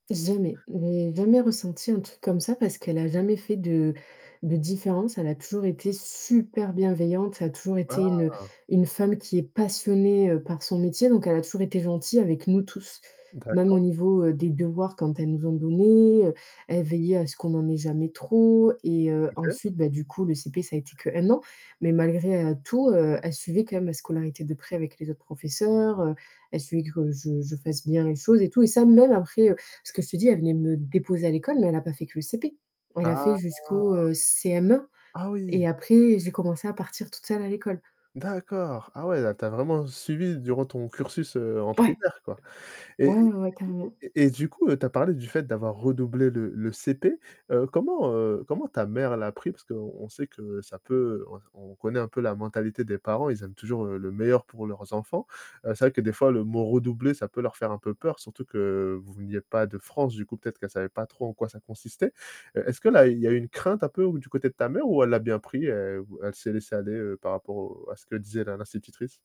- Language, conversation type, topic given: French, podcast, Quel est le professeur qui t’a le plus marqué(e) ?
- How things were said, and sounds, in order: stressed: "super"; static; distorted speech; other background noise; drawn out: "Ah"; tapping